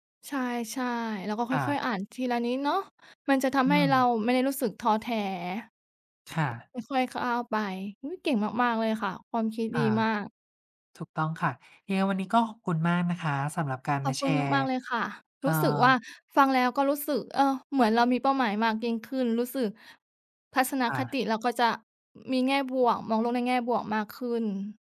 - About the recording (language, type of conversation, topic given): Thai, unstructured, คุณคิดว่าการตั้งเป้าหมายในชีวิตสำคัญแค่ไหน?
- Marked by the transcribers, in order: tapping; other background noise